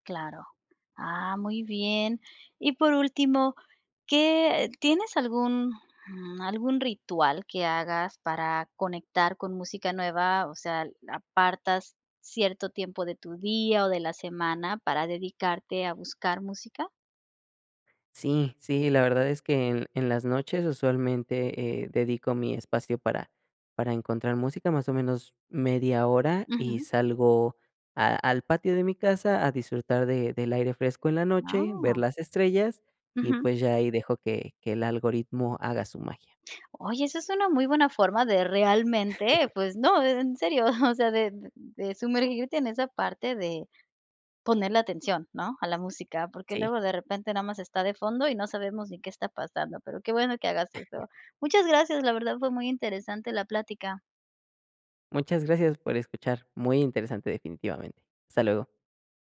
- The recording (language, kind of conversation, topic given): Spanish, podcast, ¿Cómo descubres nueva música hoy en día?
- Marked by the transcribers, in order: chuckle; chuckle